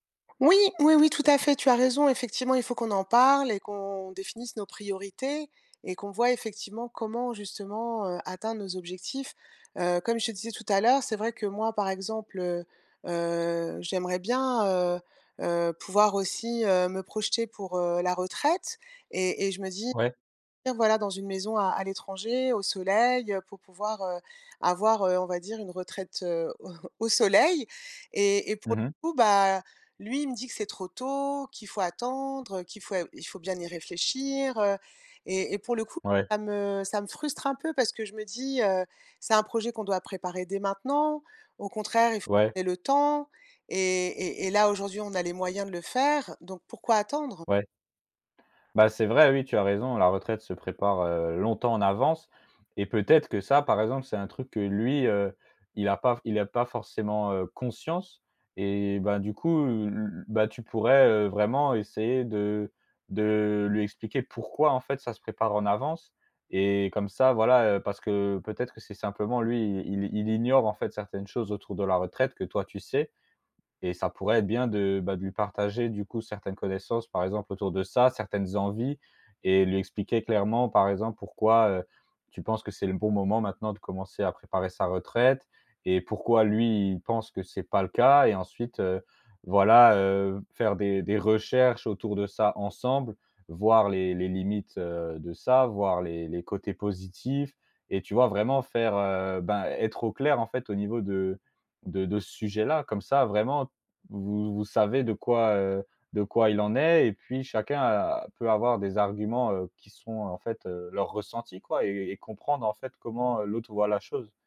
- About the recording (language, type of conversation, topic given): French, advice, Pourquoi vous disputez-vous souvent à propos de l’argent dans votre couple ?
- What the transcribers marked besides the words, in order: laughing while speaking: "au"